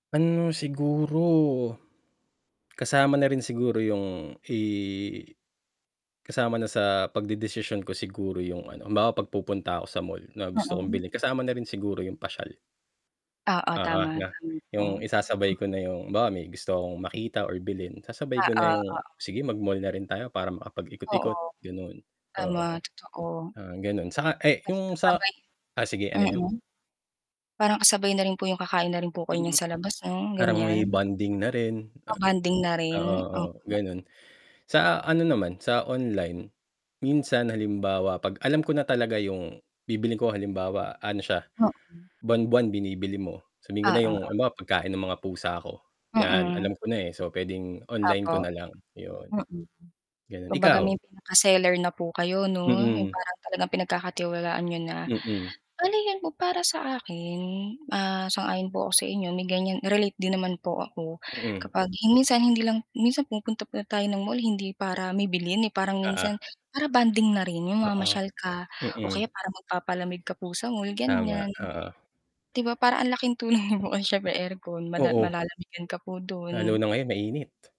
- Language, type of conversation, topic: Filipino, unstructured, Mas nasisiyahan ka ba sa pamimili sa internet o sa pamilihan?
- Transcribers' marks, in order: static; drawn out: "siguro"; other background noise; distorted speech; tapping; laughing while speaking: "nun"